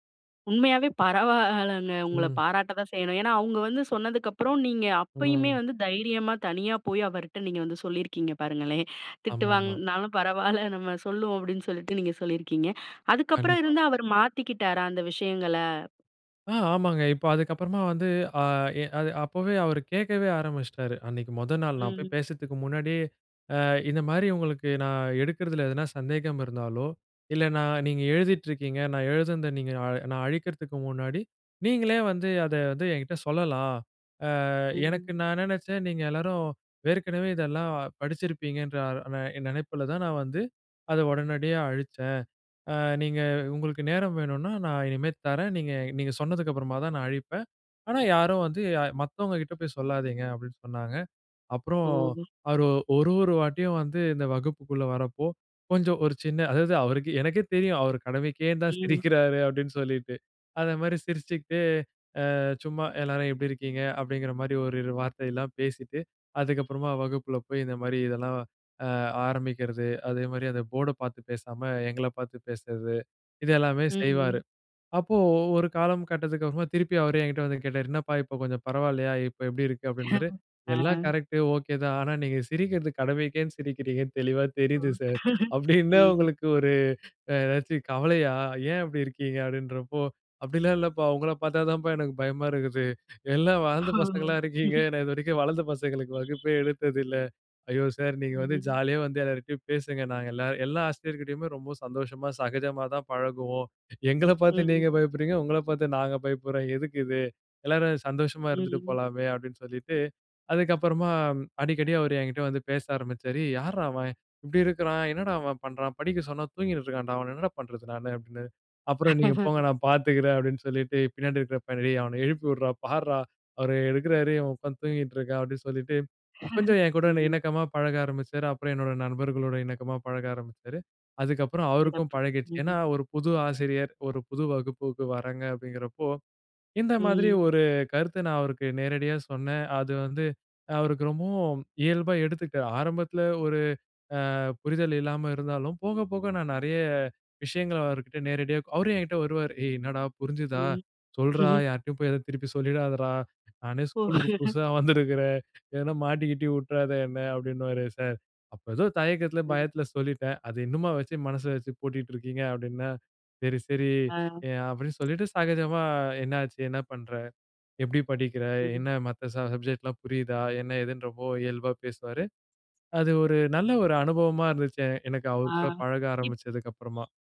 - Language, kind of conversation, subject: Tamil, podcast, ஒரு கருத்தை நேர்மையாகப் பகிர்ந்துகொள்ள சரியான நேரத்தை நீங்கள் எப்படி தேர்வு செய்கிறீர்கள்?
- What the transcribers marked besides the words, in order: laughing while speaking: "கடமைக்கேன் தான் சிரிக்கிறாரு அப்படினு சொல்லிட்டு"; chuckle; chuckle; put-on voice: "அப்படிலாம் இல்லப்பா உங்கள பார்த்தா தான்ப்பா … பசங்களுக்கு வகுப்பே எடுத்ததில்லை"; horn; put-on voice: "ஏ யார்ரா அவன்? இப்படி இருக்கிறான் … என்னடா பண்ணுறது நானு?"; laugh; laughing while speaking: "பின்னாடி இருக்கிற பையனை, டேய் அவனை … இருக்கான் அப்படின்னு சொல்லிட்டு"; laugh; put-on voice: "ஏய் என்னாடா? புரிஞ்சுதா சொல்றா, யார்டயும் … மாட்டிக்கிட்டி உட்டுறாத என்ன"; snort; chuckle; chuckle; tapping